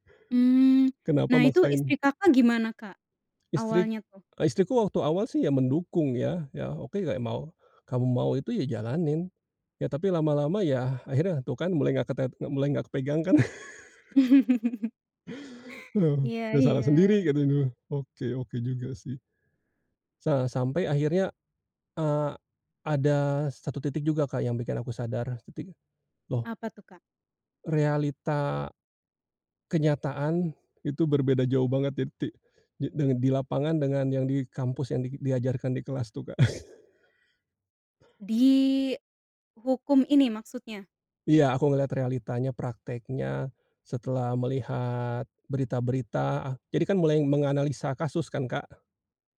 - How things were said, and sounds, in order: chuckle; chuckle
- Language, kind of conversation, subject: Indonesian, podcast, Kapan kamu tahu ini saatnya mengubah arah atau tetap bertahan?